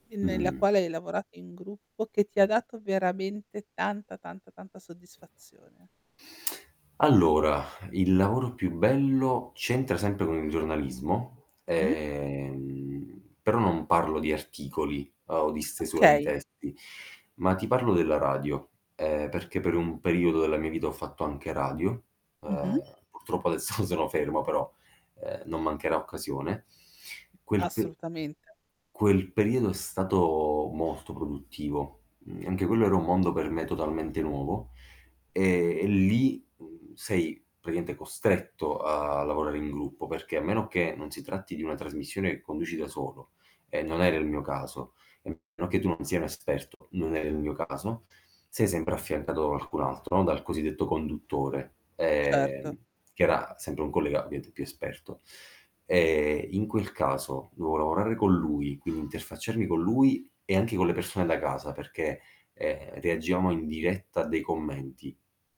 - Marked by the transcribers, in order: static; inhale; drawn out: "Ehm"; distorted speech; other background noise; laughing while speaking: "adesso"; tapping; door
- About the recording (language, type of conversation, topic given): Italian, podcast, Preferisci creare in gruppo o da solo, e perché?